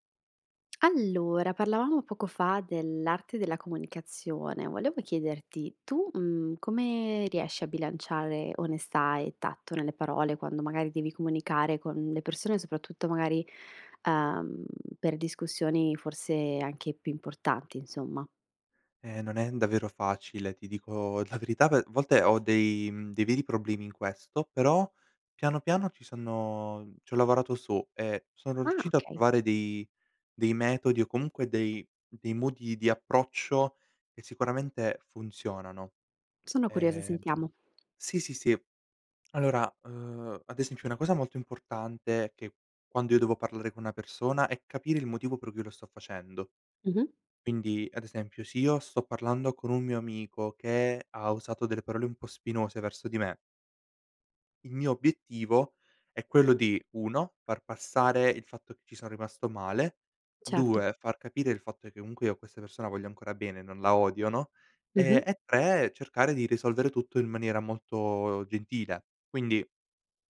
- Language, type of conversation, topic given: Italian, podcast, Come bilanci onestà e tatto nelle parole?
- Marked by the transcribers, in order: laughing while speaking: "verità"; "comunque" said as "omunque"